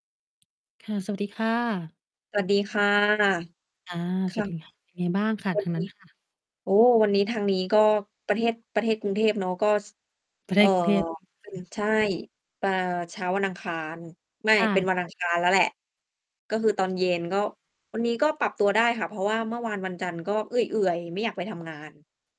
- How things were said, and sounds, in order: mechanical hum; distorted speech
- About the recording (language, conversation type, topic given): Thai, unstructured, ช่วงเวลาไหนในชีวิตที่ทำให้คุณเติบโตมากที่สุด?